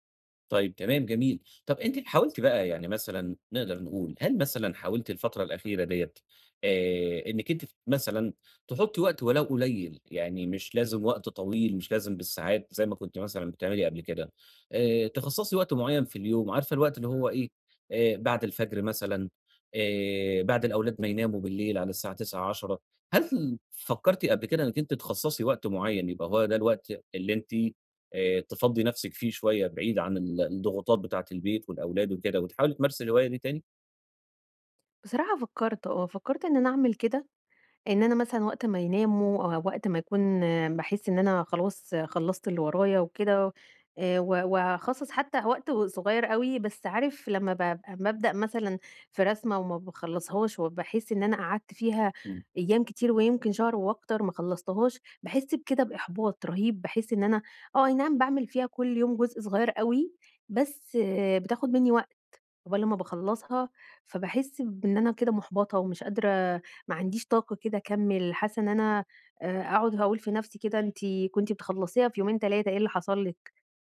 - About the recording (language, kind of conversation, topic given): Arabic, advice, إزاي أقدر أستمر في ممارسة هواياتي رغم ضيق الوقت وكتر الانشغالات اليومية؟
- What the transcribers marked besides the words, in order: none